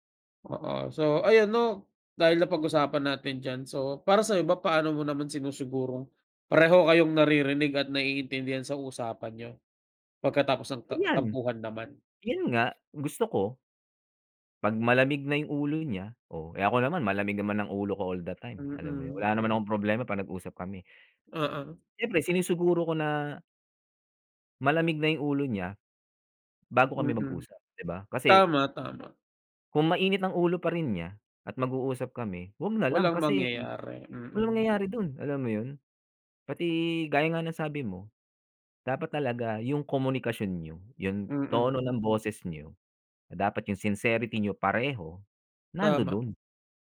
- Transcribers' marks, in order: other background noise
- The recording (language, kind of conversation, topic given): Filipino, unstructured, Paano mo nilulutas ang mga tampuhan ninyo ng kaibigan mo?